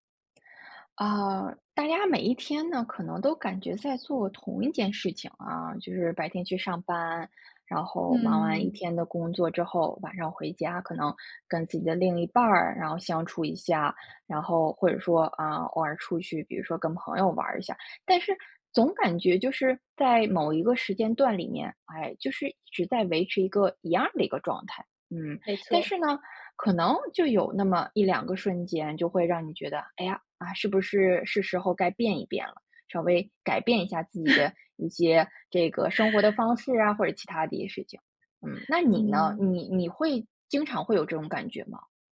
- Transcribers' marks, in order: other background noise; chuckle
- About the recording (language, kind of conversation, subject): Chinese, podcast, 什么事情会让你觉得自己必须改变？